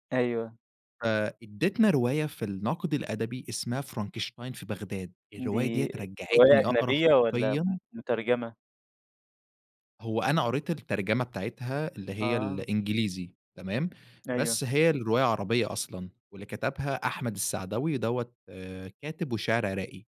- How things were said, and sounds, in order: none
- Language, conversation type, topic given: Arabic, podcast, احكيلي عن هواية رجعت لها تاني مؤخرًا؟